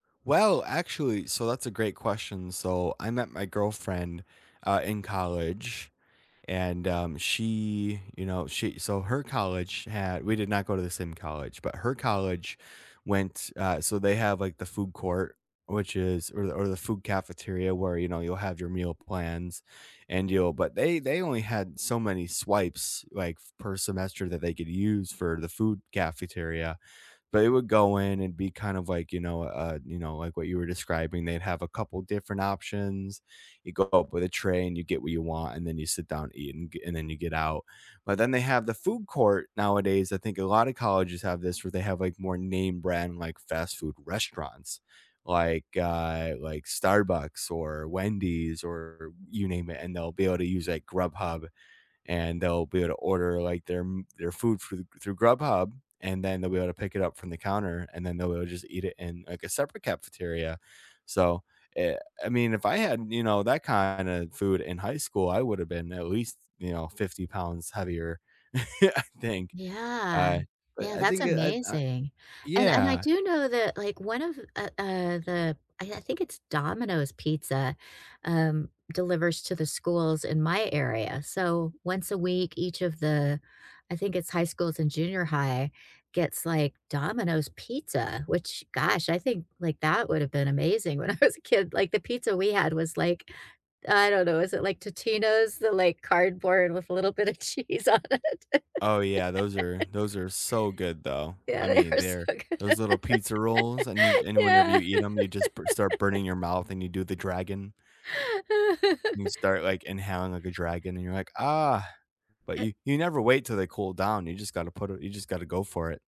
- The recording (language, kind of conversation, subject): English, unstructured, What cafeteria meals did you love most, and how did you navigate lunchroom trades and swaps?
- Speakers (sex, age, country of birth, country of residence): female, 60-64, United States, United States; male, 25-29, United States, United States
- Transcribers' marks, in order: laugh; laughing while speaking: "I"; laughing while speaking: "when I was"; laughing while speaking: "cheese on it"; laugh; laughing while speaking: "they were so good. Yeah"; laugh; laugh; other background noise